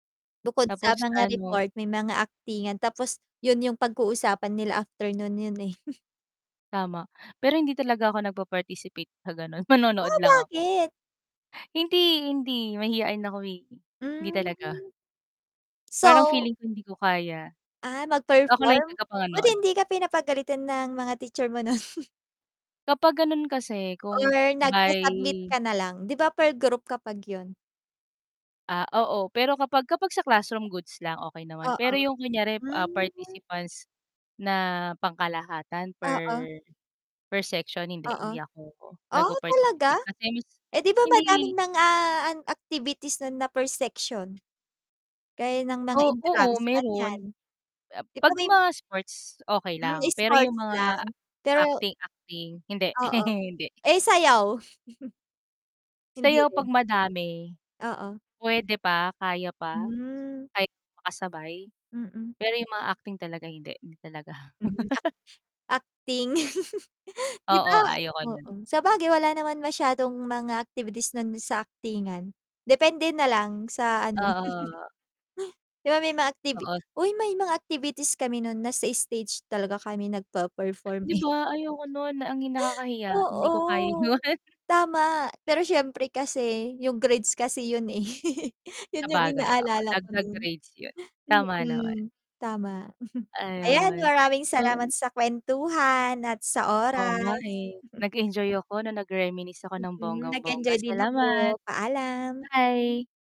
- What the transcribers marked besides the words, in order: distorted speech; tapping; chuckle; surprised: "Oh, bakit?"; "taga-panood" said as "tagapanganood"; chuckle; mechanical hum; drawn out: "by"; in English: "participants"; drawn out: "mga"; chuckle; static; unintelligible speech; other background noise; laugh; chuckle; laughing while speaking: "hindi ko kaya 'yon"; chuckle; chuckle; chuckle; chuckle; in English: "reminisce"
- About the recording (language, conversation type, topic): Filipino, unstructured, Ano ang pinakamasayang karanasan mo sa paaralan?